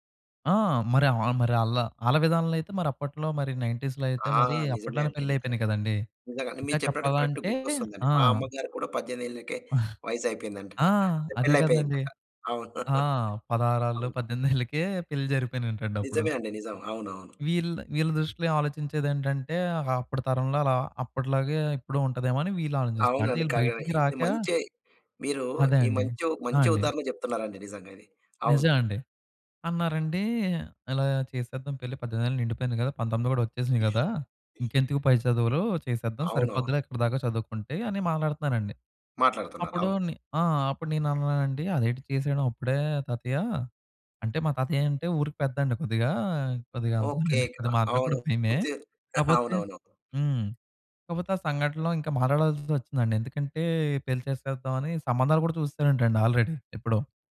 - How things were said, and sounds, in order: in English: "కరెక్ట్‌గా"; other background noise; "పదహారేళ్ళు" said as "పదహారాళ్ళు"; chuckle; tapping; cough; giggle; in English: "ఆల్‌రెడీ"
- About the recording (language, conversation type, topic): Telugu, podcast, తరాల మధ్య సరైన పరస్పర అవగాహన పెరగడానికి మనం ఏమి చేయాలి?